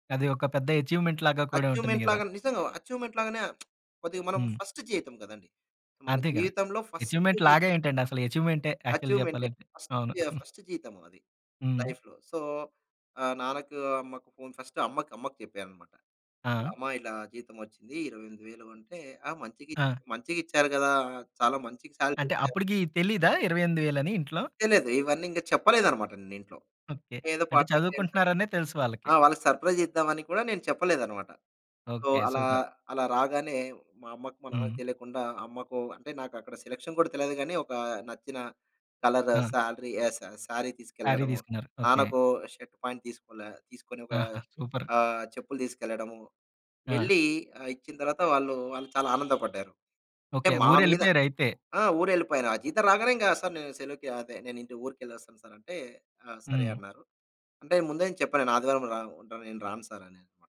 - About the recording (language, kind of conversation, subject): Telugu, podcast, మొదటి ఉద్యోగం గురించి నీ అనుభవం ఎలా ఉంది?
- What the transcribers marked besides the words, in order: in English: "అచీవ్మెంట్‌లాగా"; in English: "అచ్చివ్మెంట్‌లాగా"; in English: "అచ్చివ్మెంట్‌లాగానే"; lip smack; in English: "ఫస్ట్"; in English: "అచీవ్మెంట్‌లాగా"; in English: "ఫస్ట్"; in English: "యాక్చువల్లి"; in English: "ఫస్ట్ ఫస్ట్"; chuckle; in English: "లైఫ్‌లో సో"; in English: "ఫస్ట్"; in English: "సాలరీ"; in English: "పార్ టైమ్"; in English: "సర్ప్రైజ్"; in English: "సూపర్"; in English: "సో"; in English: "సెలక్షన్"; in English: "కలర్ సాలరీ"; in English: "షర్ట్, ప్యాంట్"; in English: "సూపర్"; horn; other background noise